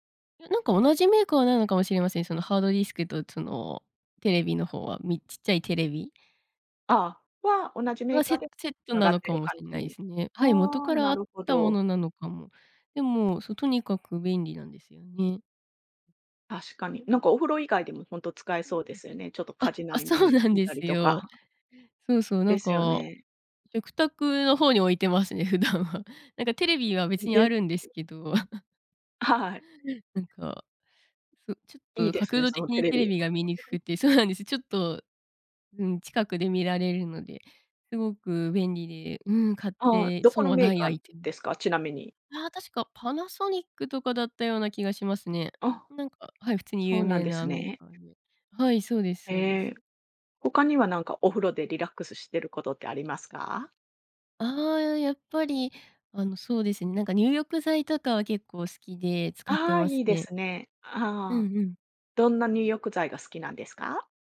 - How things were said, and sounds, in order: tapping; laughing while speaking: "置いてますね、普段は"; other background noise; chuckle; unintelligible speech
- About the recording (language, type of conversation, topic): Japanese, podcast, お風呂でリラックスする方法は何ですか？